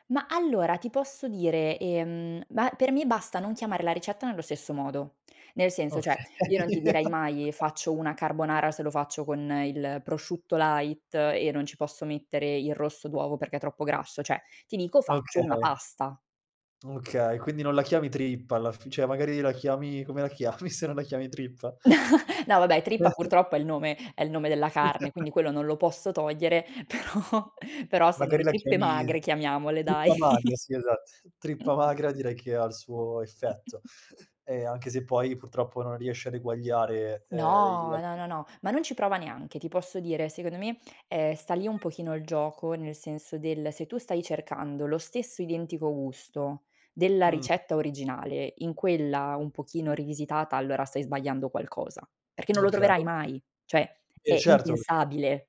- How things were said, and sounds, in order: "cioè" said as "ceh"; laughing while speaking: "Okay"; laugh; in English: "light"; "cioè" said as "ceh"; "cioè" said as "ceh"; laughing while speaking: "chiami"; chuckle; tapping; chuckle; laughing while speaking: "però"; giggle; chuckle; drawn out: "No"; unintelligible speech; other background noise; unintelligible speech
- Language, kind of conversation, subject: Italian, podcast, Quale odore in cucina ti fa venire subito l’acquolina?